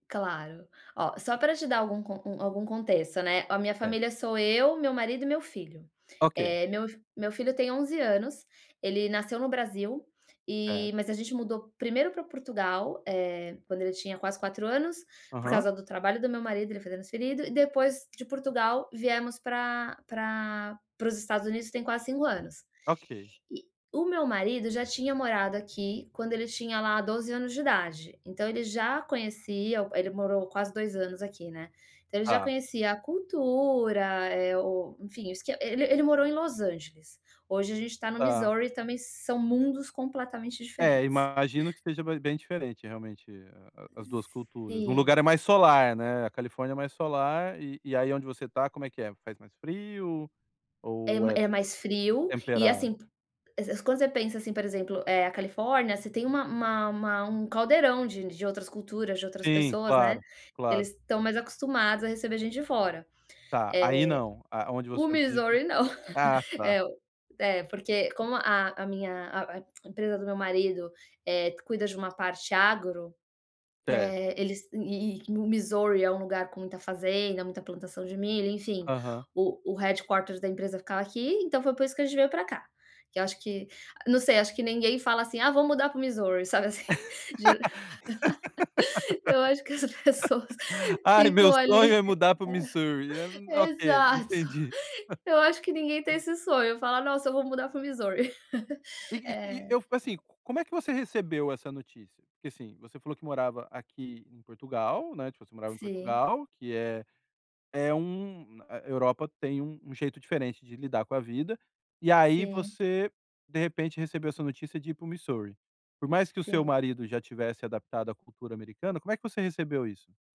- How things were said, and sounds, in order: tapping; other background noise; background speech; laugh; tongue click; in English: "headquarters"; laugh; laughing while speaking: "assim. Dio eu acho que as pessoas ficam ali ai exato"; unintelligible speech; laugh; laugh
- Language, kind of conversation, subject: Portuguese, advice, Como posso preservar meus relacionamentos durante a adaptação a outra cultura?